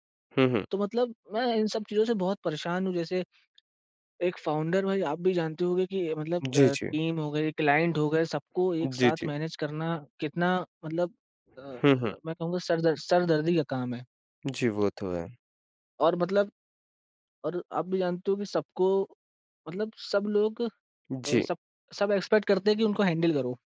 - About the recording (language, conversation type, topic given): Hindi, advice, फाउंडर के रूप में आपको अकेलापन और जिम्मेदारी का बोझ कब और किस वजह से महसूस होने लगा?
- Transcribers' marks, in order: in English: "फ़ाउंडर"; in English: "टीम"; in English: "क्लाइंट"; in English: "मैनेज"; tapping; in English: "एक्सपेक्ट"; in English: "हैंडल"